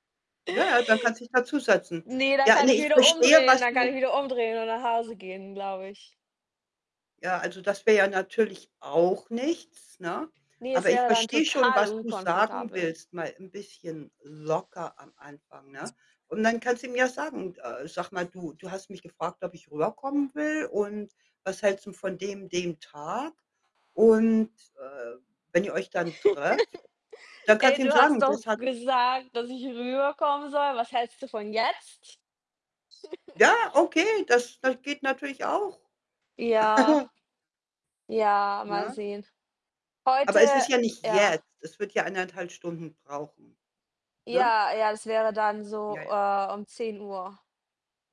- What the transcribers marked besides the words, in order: stressed: "auch"; static; laugh; giggle
- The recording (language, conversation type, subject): German, unstructured, Wie gehst du mit Enttäuschungen in der Liebe um?